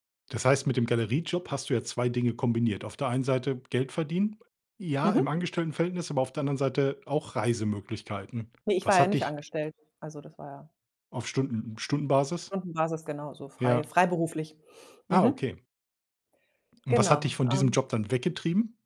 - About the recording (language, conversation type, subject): German, podcast, Wann bist du ein Risiko eingegangen, und wann hat es sich gelohnt?
- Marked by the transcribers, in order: none